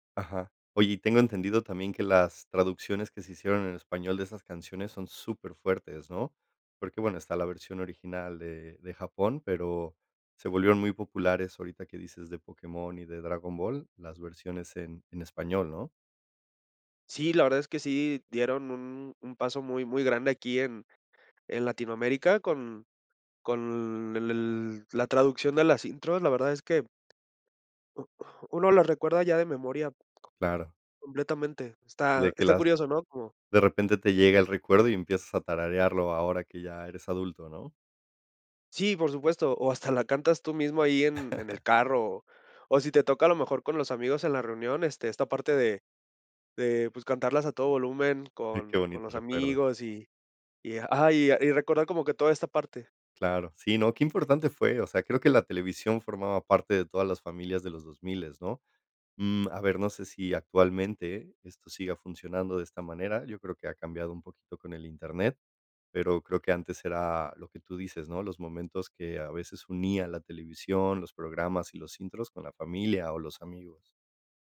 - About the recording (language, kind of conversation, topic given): Spanish, podcast, ¿Qué música te marcó cuando eras niño?
- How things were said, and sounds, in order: laugh